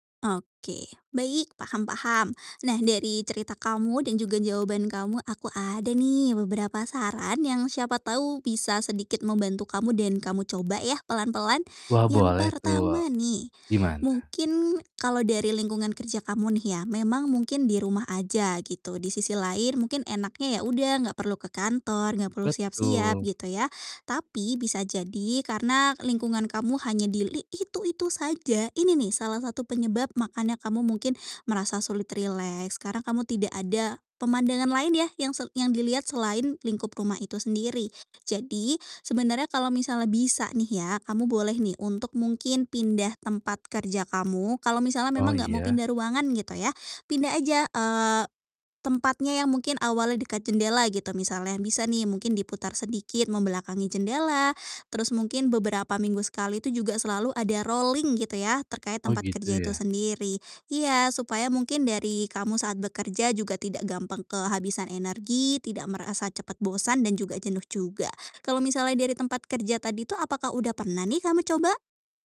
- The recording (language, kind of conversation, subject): Indonesian, advice, Mengapa saya sulit rileks meski sedang berada di rumah?
- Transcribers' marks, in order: distorted speech; other background noise; in English: "rolling"